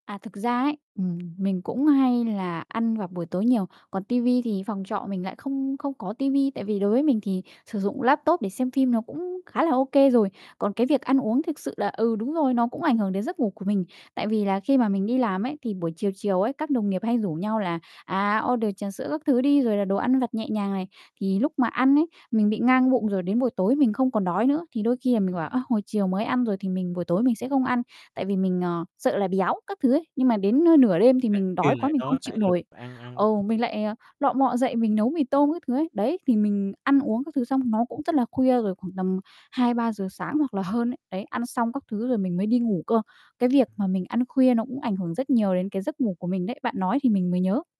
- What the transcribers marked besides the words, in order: tapping; in English: "order"; other background noise
- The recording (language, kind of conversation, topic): Vietnamese, advice, Làm sao để xây dựng thói quen buổi tối giúp bạn ngủ ngon hơn?